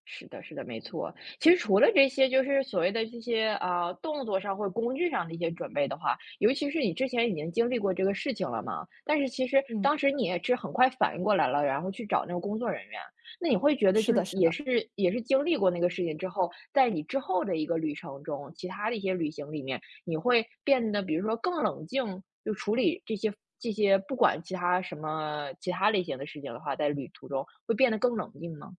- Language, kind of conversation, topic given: Chinese, podcast, 你有没有在旅途中遇到过行李丢失的尴尬经历？
- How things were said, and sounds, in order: none